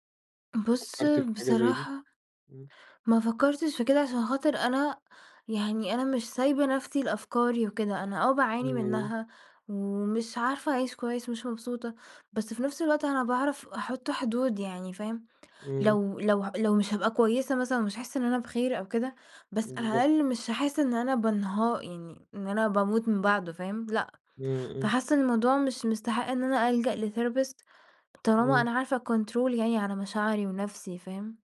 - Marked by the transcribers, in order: in English: "لTherapist"; in English: "أكونترول"
- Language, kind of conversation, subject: Arabic, advice, إزاي أتعامل لما أشوف شريكي السابق مع حد جديد؟